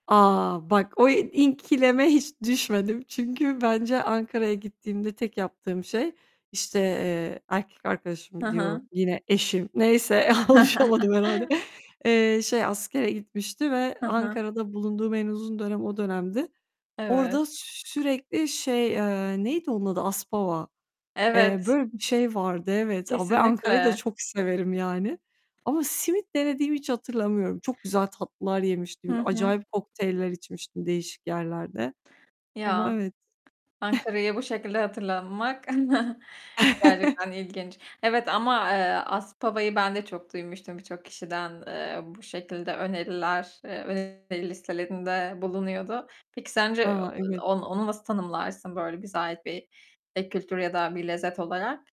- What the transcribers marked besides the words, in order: static; "ikileme" said as "inkileme"; tapping; laughing while speaking: "alışamadım herhâlde"; chuckle; other background noise; chuckle; unintelligible speech; distorted speech
- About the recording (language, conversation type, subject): Turkish, podcast, Hangi sokak lezzeti aklından hiç çıkmıyor?